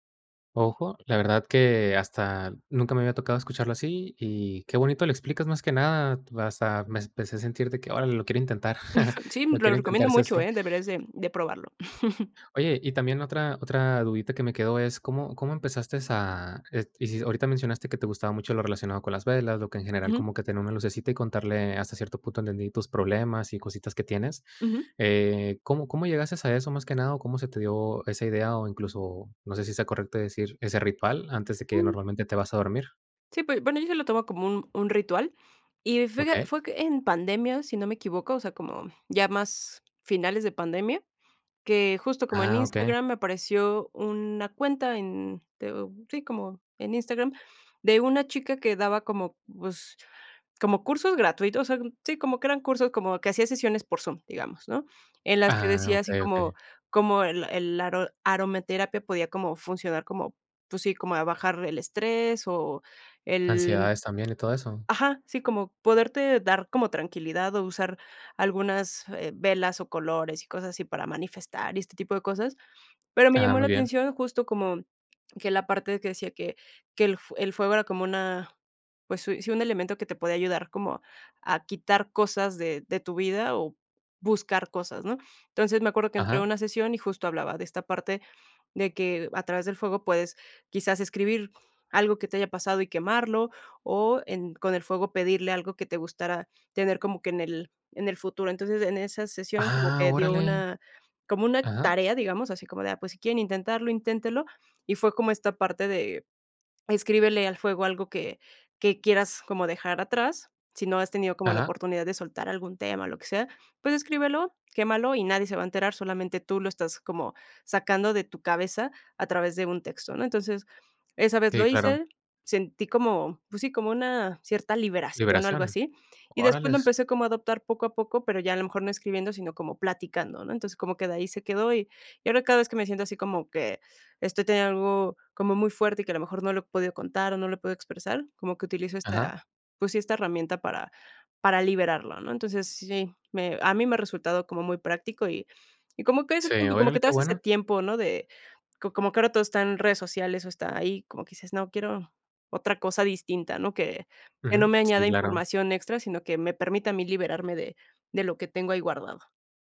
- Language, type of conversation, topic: Spanish, podcast, ¿Tienes algún ritual para desconectar antes de dormir?
- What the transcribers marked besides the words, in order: chuckle; giggle; other background noise